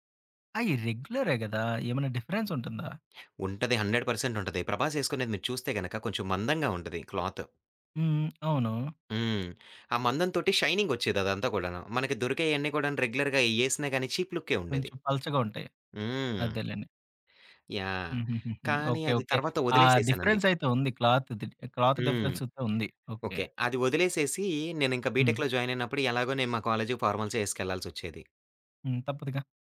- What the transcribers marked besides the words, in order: in English: "డిఫరెన్స్"; in English: "హండ్రెడ్ పర్సెంట్"; in English: "క్లాత్"; tapping; other background noise; in English: "రెగ్యులర్‌గా"; in English: "చీప్"; in English: "డిఫరెన్స్"; in English: "క్లాత్‌దిది క్లాత్ డిఫరెన్స్"; lip smack; in English: "బీటెక్‌లో జాయిన్"; in English: "కాలేజ్‌కి"
- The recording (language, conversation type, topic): Telugu, podcast, నీ స్టైల్‌కు ప్రేరణ ఎవరు?